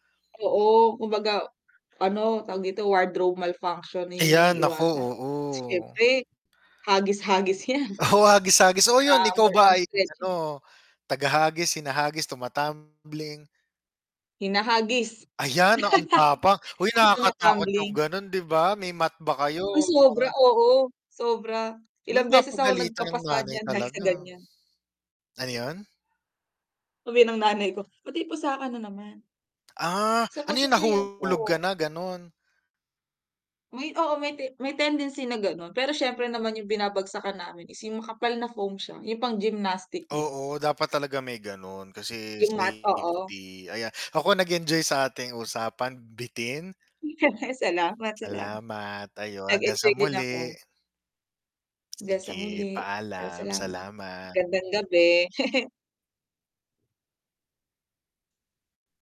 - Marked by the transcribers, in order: static; other background noise; distorted speech; laughing while speaking: "'yan"; laugh; tapping; laugh; laugh
- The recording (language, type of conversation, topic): Filipino, unstructured, Ano ang pinakatumatak sa iyong karanasan sa isang espesyal na okasyon sa paaralan?
- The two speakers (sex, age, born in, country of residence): female, 25-29, Philippines, Philippines; male, 35-39, Philippines, Philippines